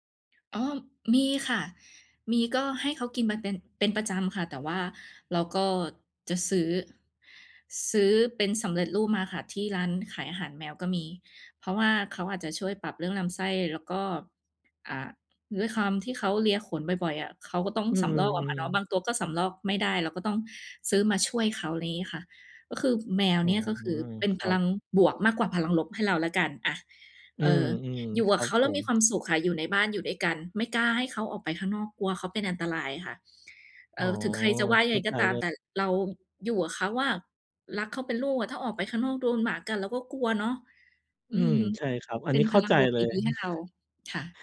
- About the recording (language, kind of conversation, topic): Thai, podcast, คุณสังเกตไหมว่าอะไรทำให้คุณรู้สึกมีพลังหรือหมดพลัง?
- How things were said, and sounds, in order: chuckle